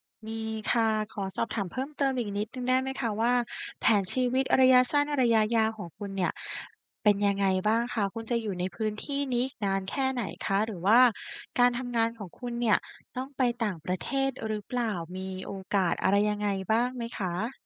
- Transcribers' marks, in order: tapping
- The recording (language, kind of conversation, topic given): Thai, advice, ฉันควรตัดสินใจซื้อบ้านหรือเช่าต่อดี?